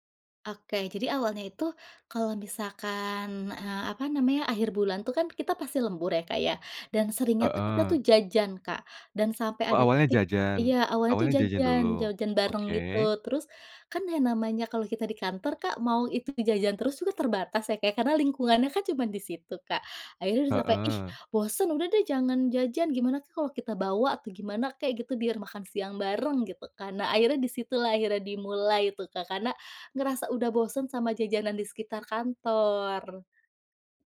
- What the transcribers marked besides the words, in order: none
- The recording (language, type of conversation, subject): Indonesian, podcast, Kenapa berbagi makanan bisa membuat hubungan lebih dekat?